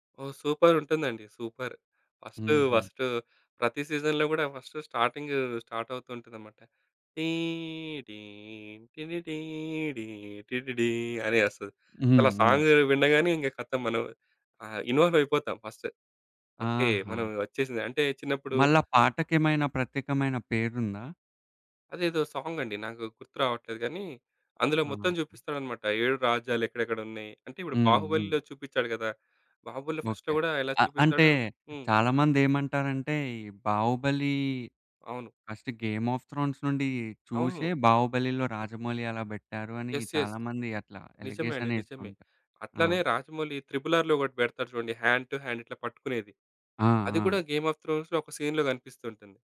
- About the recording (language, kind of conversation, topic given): Telugu, podcast, పాత్రలేనా కథనమా — మీకు ఎక్కువగా హృదయాన్ని తాకేది ఏది?
- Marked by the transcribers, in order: in English: "సూపర్"; "ఫస్టు" said as "వస్టు"; in English: "సీజన్‌లో"; in English: "ఫస్ట్"; in English: "స్టార్ట్"; humming a tune; in English: "ఇన్వాల్వ్"; in English: "ఫస్ట్‌లో"; in English: "యస్. యస్"; in English: "హ్యాండ్ టు హ్యాండ్"; in English: "సీన్‌లో"